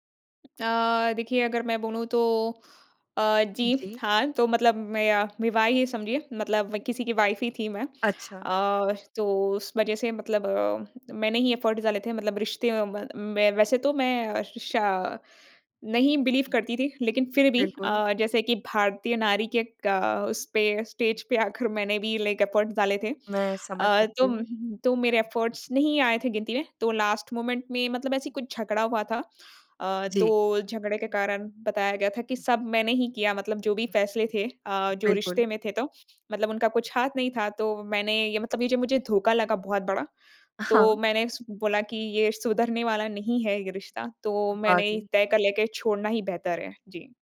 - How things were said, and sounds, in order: tsk; in English: "वाइफ़"; in English: "एफ़र्ट"; in English: "बिलीव"; in English: "स्टेज"; in English: "लाइक एफ़र्ट"; in English: "एफ़र्ट्स"; in English: "लास्ट मोमेंट"; tapping
- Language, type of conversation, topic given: Hindi, podcast, किसी रिश्ते, काम या स्थिति में आप यह कैसे तय करते हैं कि कब छोड़ देना चाहिए और कब उसे सुधारने की कोशिश करनी चाहिए?